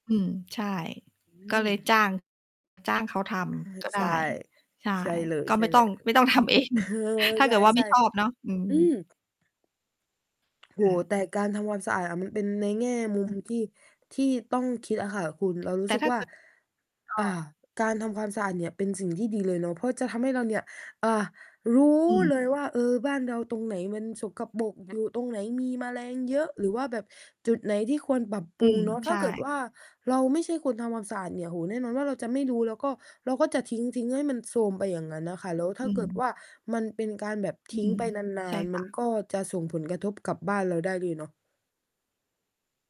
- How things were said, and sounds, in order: other noise; laughing while speaking: "เอง"; tapping; mechanical hum; distorted speech
- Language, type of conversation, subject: Thai, unstructured, ทำไมบางคนถึงไม่ชอบทำความสะอาดบ้าน?